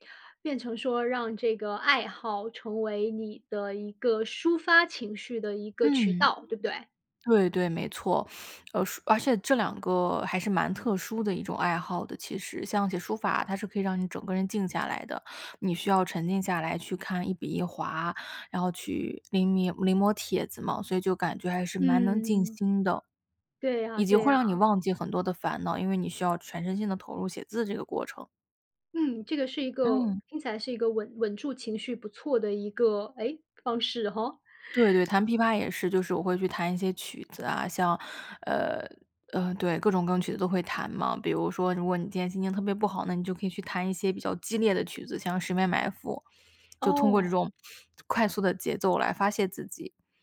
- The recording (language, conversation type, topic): Chinese, podcast, 當情緒低落時你會做什麼？
- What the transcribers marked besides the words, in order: laugh